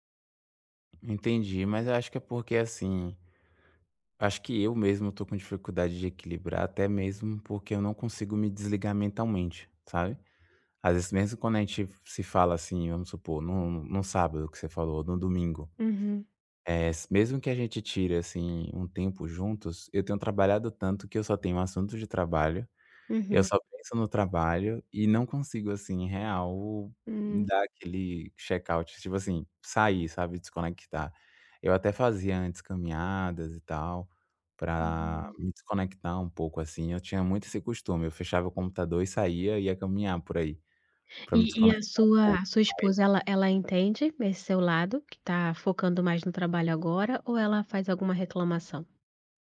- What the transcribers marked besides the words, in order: tapping; in English: "check out"
- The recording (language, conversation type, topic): Portuguese, advice, Como posso equilibrar trabalho e vida pessoal para ter mais tempo para a minha família?
- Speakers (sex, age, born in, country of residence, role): female, 35-39, Brazil, Portugal, advisor; male, 25-29, Brazil, France, user